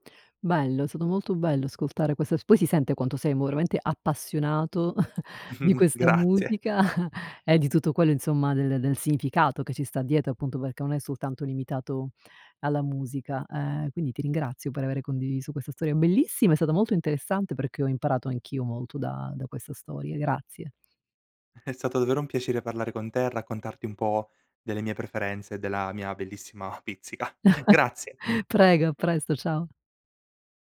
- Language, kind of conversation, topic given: Italian, podcast, Quali tradizioni musicali della tua regione ti hanno segnato?
- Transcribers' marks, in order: "veramente" said as "voromente"; chuckle; tapping; laughing while speaking: "pizzica"; chuckle